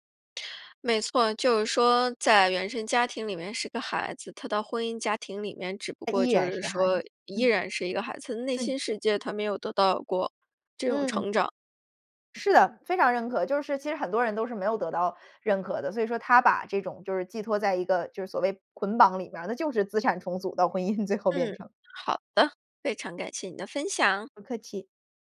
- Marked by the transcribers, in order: laughing while speaking: "婚姻最后变成"
- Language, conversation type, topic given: Chinese, podcast, 你觉得如何区分家庭支持和过度干预？